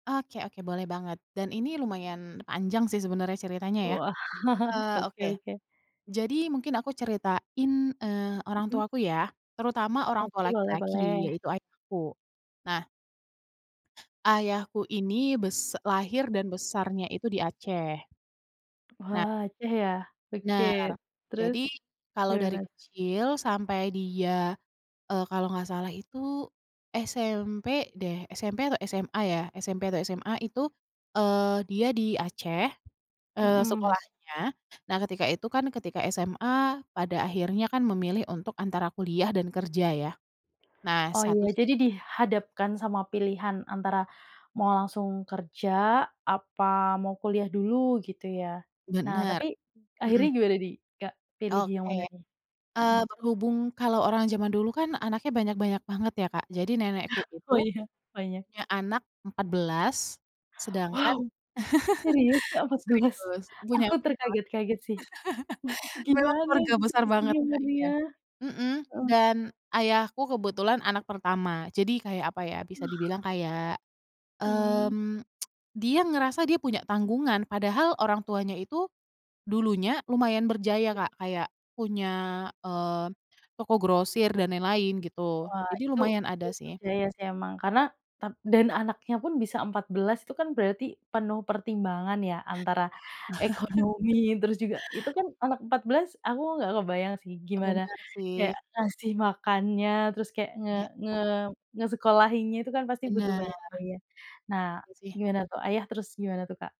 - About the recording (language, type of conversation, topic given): Indonesian, podcast, Bisakah kamu menceritakan asal-usul keluargamu dan alasan mereka pindah dari tempat asalnya?
- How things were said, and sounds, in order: chuckle; tapping; other background noise; laughing while speaking: "iya"; chuckle; chuckle; tsk; chuckle